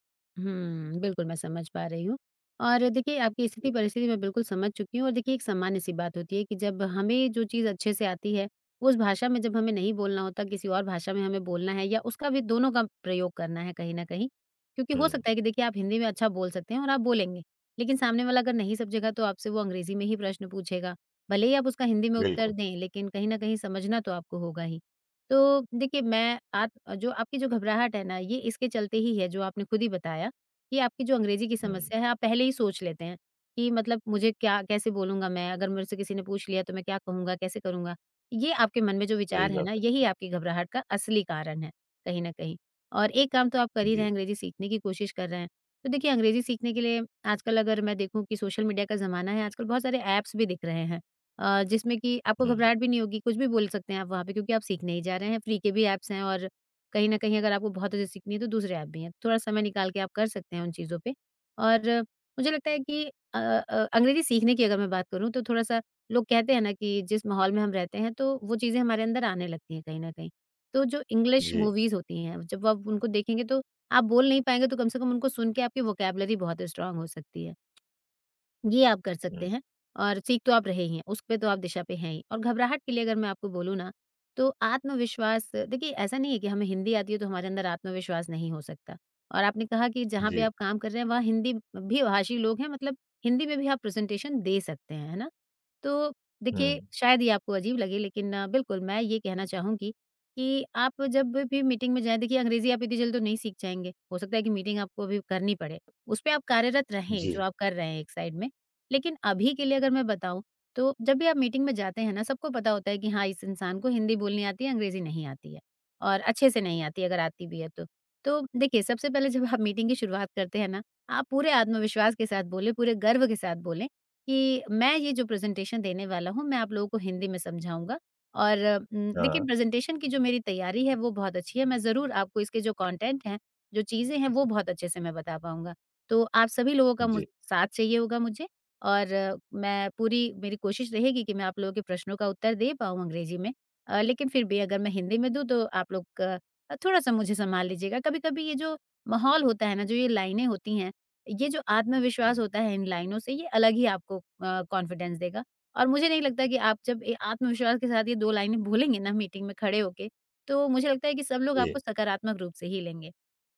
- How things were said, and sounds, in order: in English: "फ़्री"; in English: "इंग्लिश मूवीज़"; in English: "वोकैब्युलरी"; in English: "स्ट्रॉन्ग"; tapping; in English: "प्रेज़ेंटेशन"; in English: "साइड"; laughing while speaking: "जब आप"; in English: "प्रेज़ेंटेशन"; in English: "प्रेज़ेंटेशन"; in English: "कॉन्टेंट"; in English: "कॉन्फिडेंस"
- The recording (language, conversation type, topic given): Hindi, advice, प्रेज़ेंटेशन या मीटिंग से पहले आपको इतनी घबराहट और आत्मविश्वास की कमी क्यों महसूस होती है?